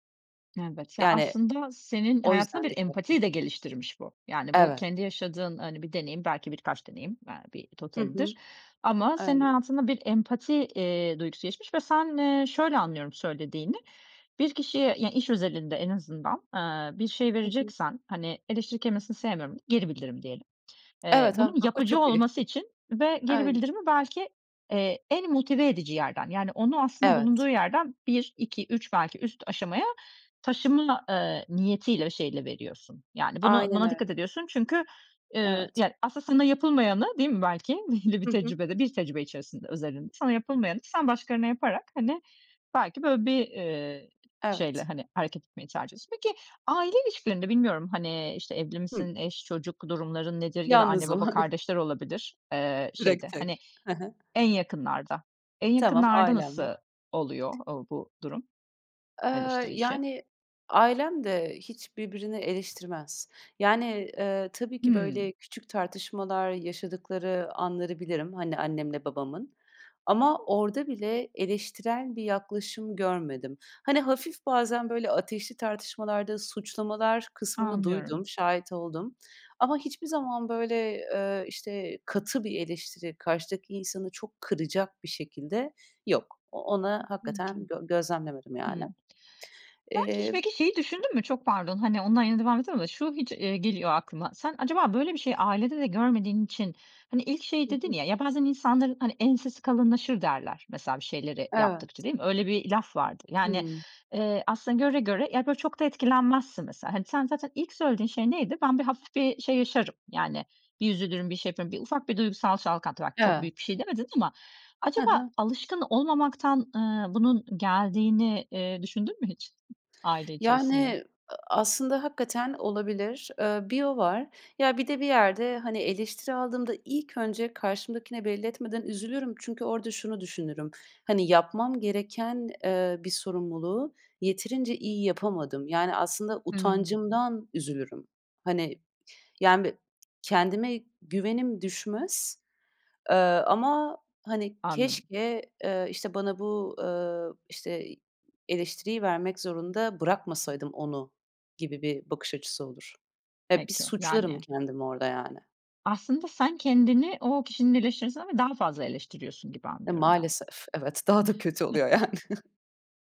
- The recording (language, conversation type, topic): Turkish, podcast, Eleştiriyi kafana taktığında ne yaparsın?
- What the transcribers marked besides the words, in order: other background noise; tapping; laughing while speaking: "belli"; chuckle; unintelligible speech; other noise; chuckle; laughing while speaking: "yani"; chuckle